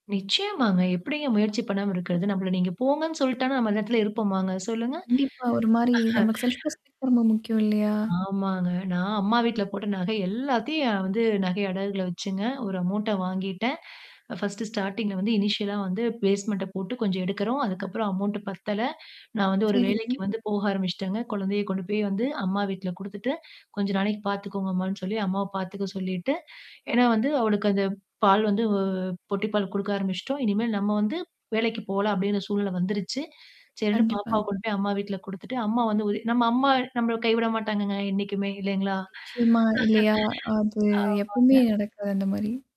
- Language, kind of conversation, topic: Tamil, podcast, எதிர்பாராத ஒரு சம்பவம் உங்கள் வாழ்க்கை பாதையை மாற்றியதா?
- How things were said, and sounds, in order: static; distorted speech; in English: "செல்ஃப் ரெஸ்பெக்ட்"; in English: "அமௌன்ட்ட"; in English: "ஃபர்ஸ்ட் ஸ்டார்டிங்ல"; in English: "இனிஷியலா"; in English: "பேஸ்மெண்ட"; in English: "அமௌண்ட்"; chuckle